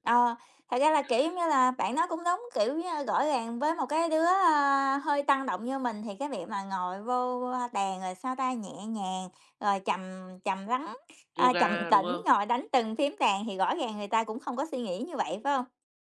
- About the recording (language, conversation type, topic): Vietnamese, unstructured, Bạn có sở thích nào giúp bạn thể hiện cá tính của mình không?
- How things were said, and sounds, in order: other background noise; laughing while speaking: "trầm"